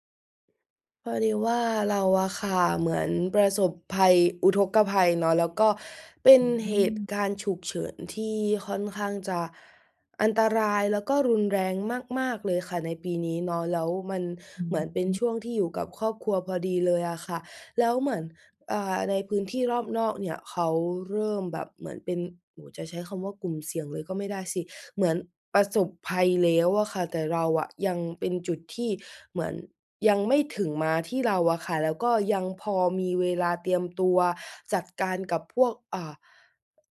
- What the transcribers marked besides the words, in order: none
- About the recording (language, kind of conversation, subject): Thai, advice, ฉันควรจัดการเหตุการณ์ฉุกเฉินในครอบครัวอย่างไรเมื่อยังไม่แน่ใจและต้องรับมือกับความไม่แน่นอน?